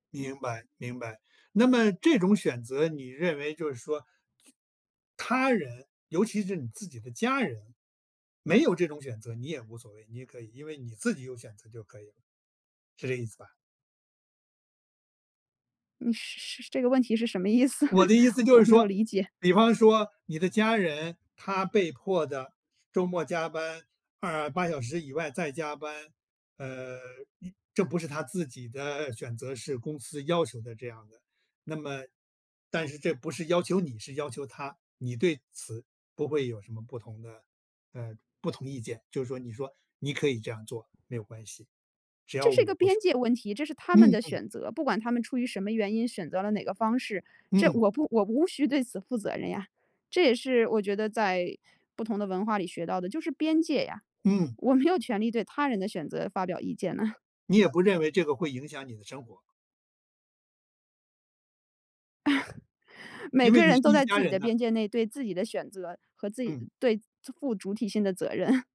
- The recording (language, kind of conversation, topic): Chinese, podcast, 混合文化背景对你意味着什么？
- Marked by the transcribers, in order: other noise; chuckle; other background noise; chuckle; chuckle